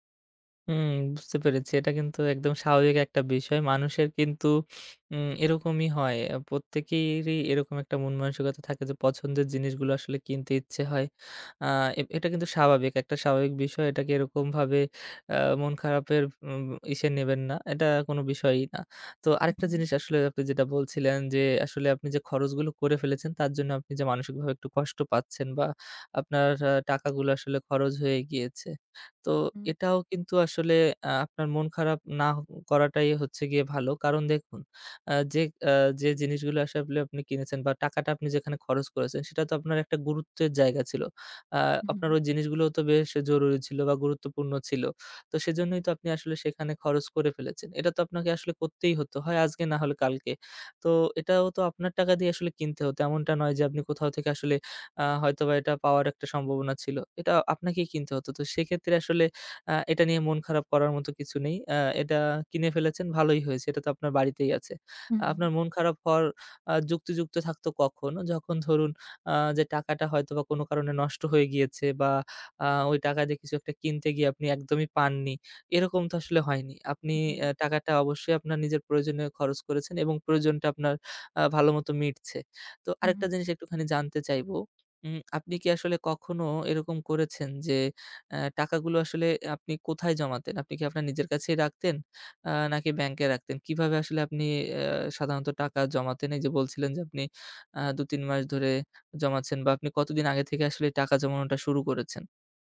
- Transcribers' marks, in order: other background noise; "খরচ" said as "খরজ"; "আজকে" said as "আজগে"
- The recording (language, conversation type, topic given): Bengali, advice, হঠাৎ জরুরি খরচে সঞ্চয় একবারেই শেষ হয়ে গেল